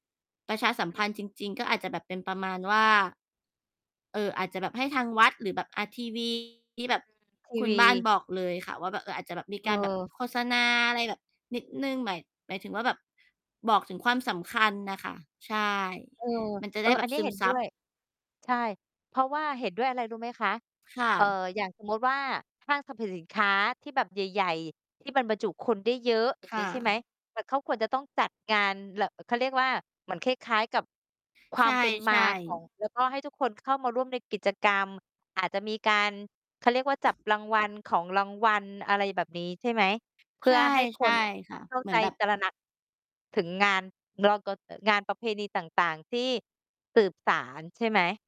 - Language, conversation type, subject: Thai, unstructured, ประเพณีใดที่คุณอยากให้คนรุ่นใหม่รู้จักมากขึ้น?
- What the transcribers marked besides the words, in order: distorted speech; other background noise; tapping